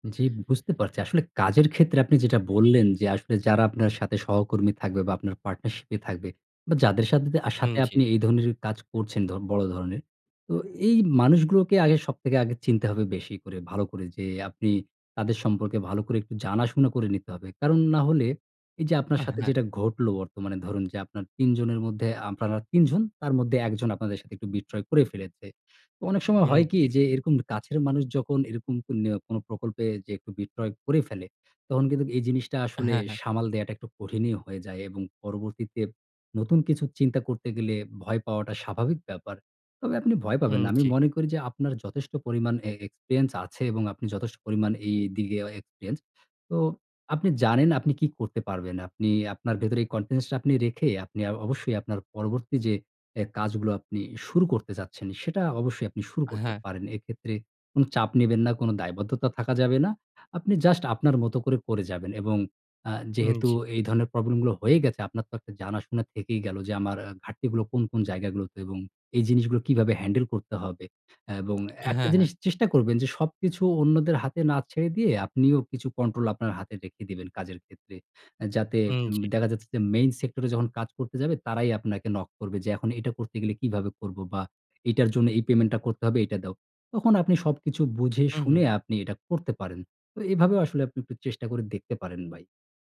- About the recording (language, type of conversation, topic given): Bengali, advice, আপনি বড় প্রকল্প বারবার টালতে টালতে কীভাবে শেষ পর্যন্ত অনুপ্রেরণা হারিয়ে ফেলেন?
- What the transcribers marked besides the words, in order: in English: "পার্টনারশিপ"; in English: "বিট্রয়"; "বিট্রে" said as "বিট্রয়"; in English: "বিট্রয়"; "বিট্রে" said as "বিট্রয়"; in English: "মেইন সেক্টর"